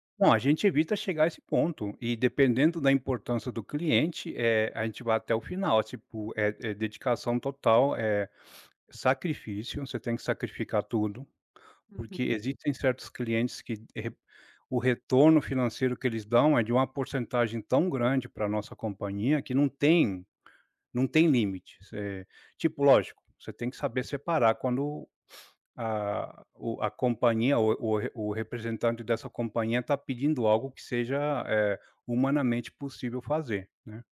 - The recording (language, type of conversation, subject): Portuguese, podcast, Você sente pressão para estar sempre disponível online e como lida com isso?
- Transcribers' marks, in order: none